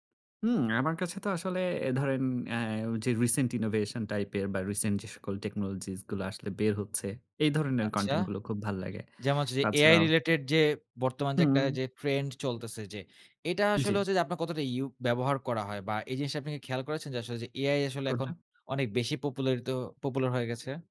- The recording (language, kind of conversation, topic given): Bengali, podcast, সামাজিক মাধ্যম ব্যবহার করতে গিয়ে মনোযোগ নষ্ট হওয়া থেকে নিজেকে কীভাবে সামলান?
- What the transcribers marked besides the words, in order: in English: "innovation"; in English: "Technologies"; in English: "trend"